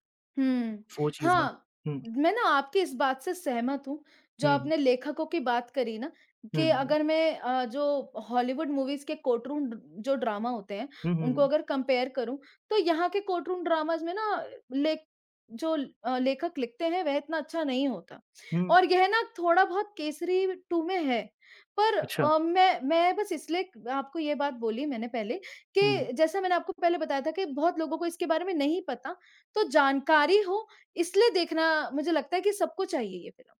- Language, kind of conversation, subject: Hindi, unstructured, आपको कौन सी फिल्म सबसे ज़्यादा यादगार लगी है?
- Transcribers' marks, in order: in English: "मूवीज़"; in English: "कोर्टरूम"; in English: "ड्रामा"; in English: "कम्पेयर"; in English: "कोर्टरूम ड्रामाज़"